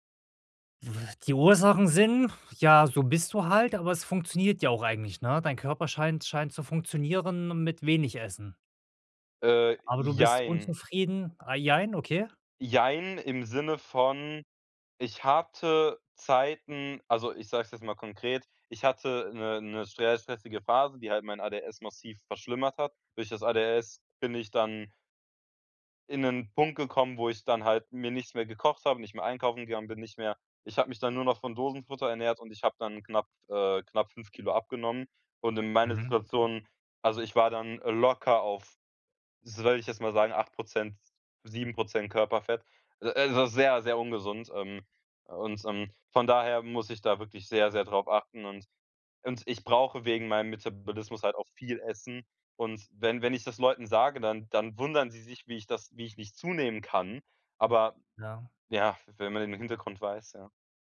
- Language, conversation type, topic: German, advice, Woran erkenne ich, ob ich wirklich Hunger habe oder nur Appetit?
- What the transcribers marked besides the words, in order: none